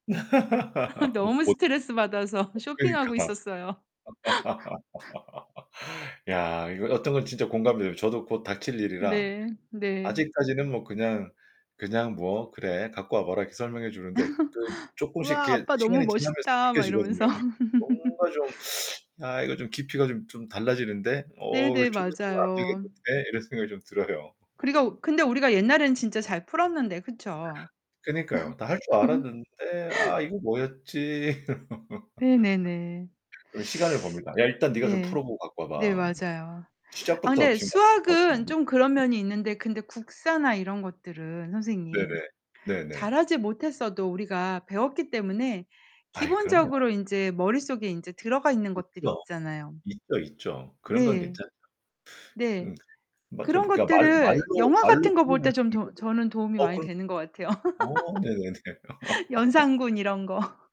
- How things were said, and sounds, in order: laugh; unintelligible speech; distorted speech; laughing while speaking: "그러니까"; laugh; other background noise; laugh; teeth sucking; laugh; laughing while speaking: "들어요"; laugh; laugh; unintelligible speech; laugh
- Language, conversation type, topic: Korean, unstructured, 학교에서 배운 내용은 실제 생활에 어떻게 도움이 되나요?